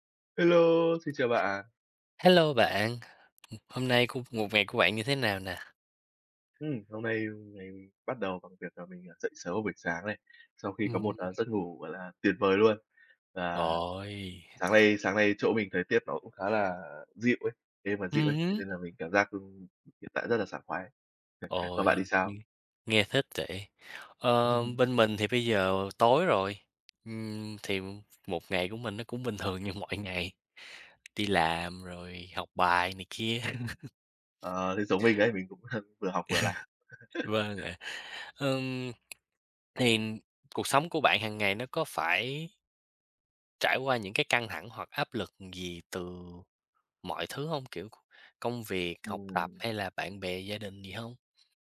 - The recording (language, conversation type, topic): Vietnamese, unstructured, Bạn nghĩ làm thế nào để giảm căng thẳng trong cuộc sống hằng ngày?
- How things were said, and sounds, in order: tapping; other background noise; chuckle; chuckle; chuckle; laughing while speaking: "mọi ngày"; laugh; chuckle; laugh